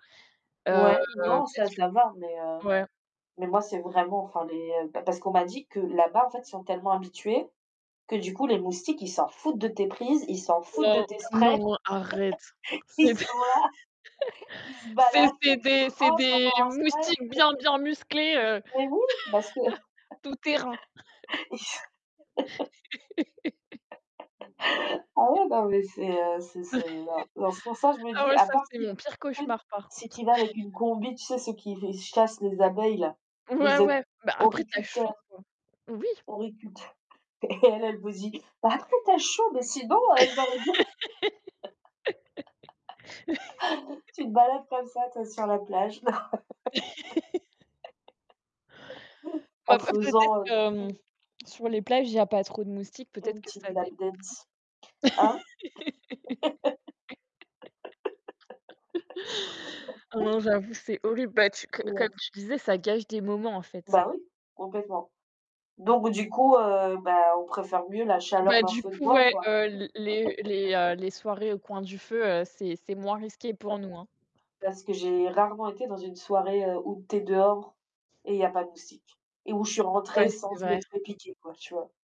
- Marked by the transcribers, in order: distorted speech; tapping; stressed: "foutent"; laugh; chuckle; laughing while speaking: "là"; chuckle; laugh; laugh; chuckle; laugh; chuckle; other background noise; "horticulteurs" said as "auriculteurs"; laughing while speaking: "auriculteurs et elle"; "horticulteurs" said as "auriculteurs"; laugh; laugh; laugh; in English: "lap dance"; laugh; laugh; laugh; static
- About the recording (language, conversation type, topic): French, unstructured, Préférez-vous les soirées d’hiver au coin du feu ou les soirées d’été sous les étoiles ?